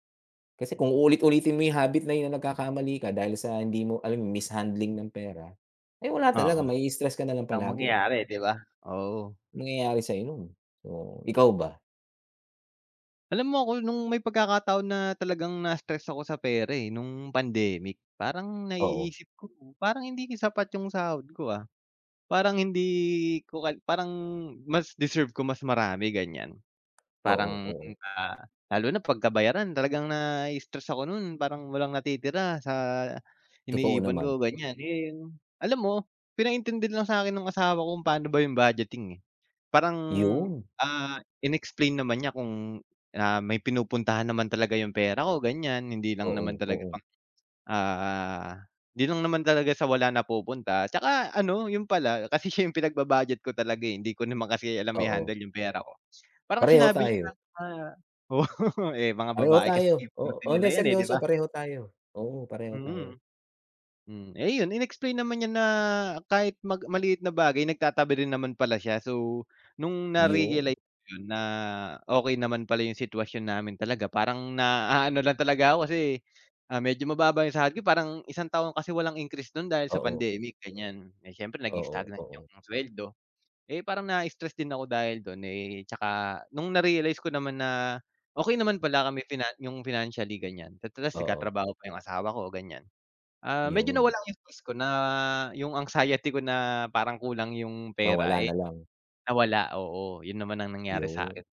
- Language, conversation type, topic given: Filipino, unstructured, Ano ang pinakamalaking pagkakamali mo sa pera, at paano mo ito nalampasan?
- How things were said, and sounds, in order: in English: "mishandling"; tapping; other background noise; in English: "stagnant"